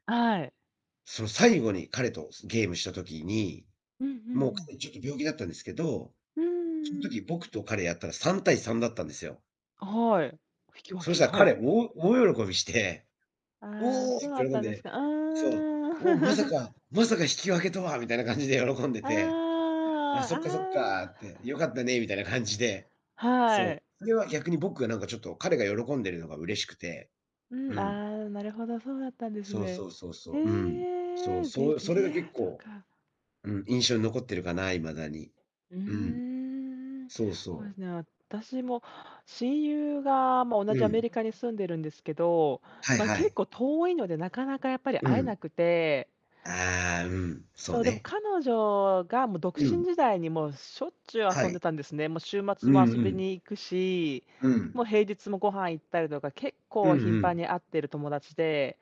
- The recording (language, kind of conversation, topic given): Japanese, unstructured, 家族や友達とは、普段どのように時間を過ごしていますか？
- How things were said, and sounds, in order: distorted speech; static; tapping; laugh; laughing while speaking: "みたいな感じで喜んでて"; chuckle